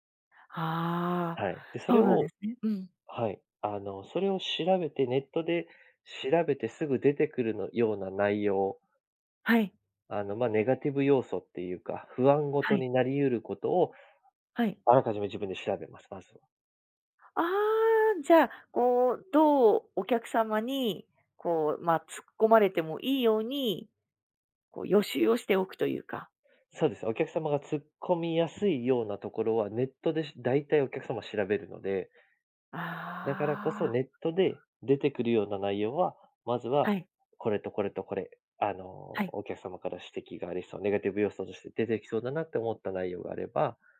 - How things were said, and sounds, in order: joyful: "ああ"
- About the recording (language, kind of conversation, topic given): Japanese, podcast, 自信がないとき、具体的にどんな対策をしていますか?